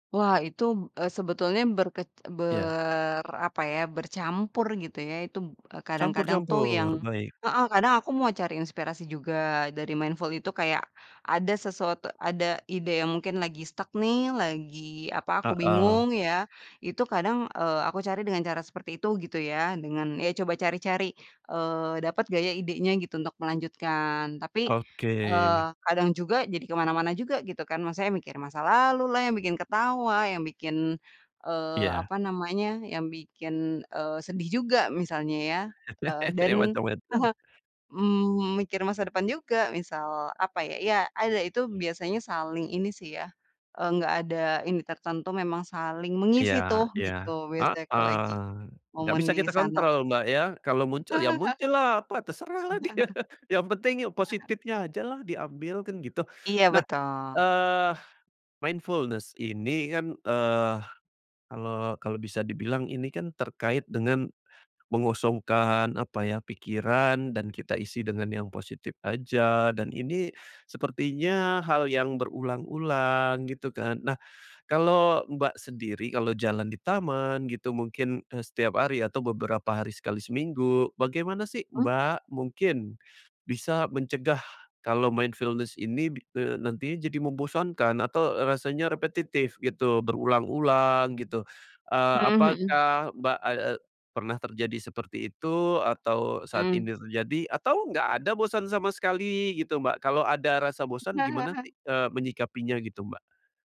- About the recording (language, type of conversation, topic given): Indonesian, podcast, Bagaimana cara paling mudah memulai latihan kesadaran penuh saat berjalan-jalan di taman?
- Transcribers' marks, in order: in English: "mindful"; in English: "stuck"; laugh; laughing while speaking: "Macem-macem"; chuckle; laughing while speaking: "terserahlah dia"; tapping; laugh; other background noise; in English: "mindfulness"; in English: "mindfulness"; laugh